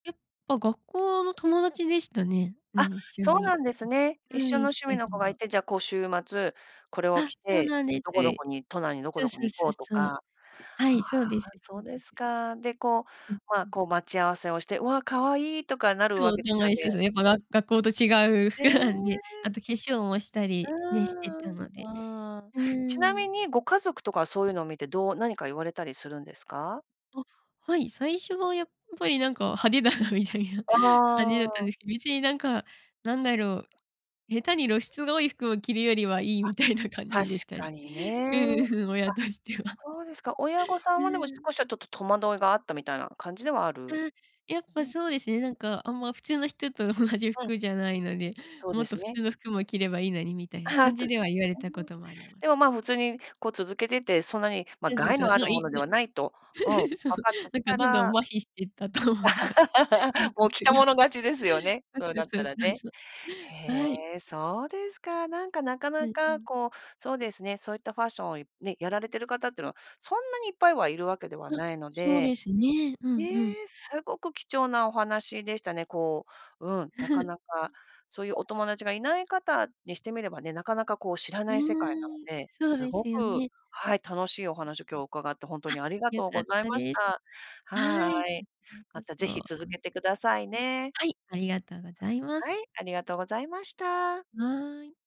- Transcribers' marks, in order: other background noise; laughing while speaking: "派手だなみたいな"; laughing while speaking: "みたいな感じでした。うん うん、親としては"; laugh; laugh; laugh; laugh; laughing while speaking: "と思います。感覚が。そう そう そう そう そう"; laugh
- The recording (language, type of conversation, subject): Japanese, podcast, 服装で気分が変わった経験はありますか？